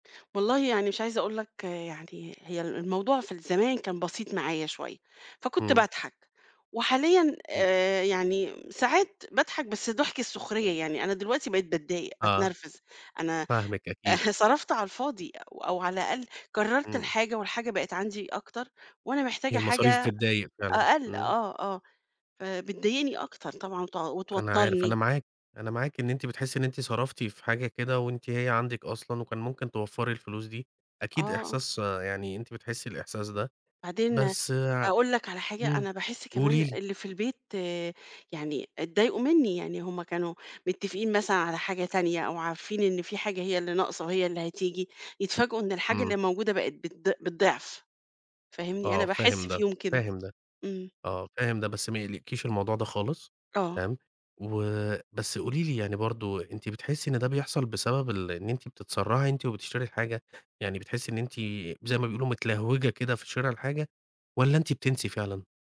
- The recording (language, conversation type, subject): Arabic, advice, إزاي أبطل أشتري نفس الحاجات أكتر من مرة عشان مش بنظّم احتياجاتي وبنسى اللي عندي؟
- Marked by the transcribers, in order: chuckle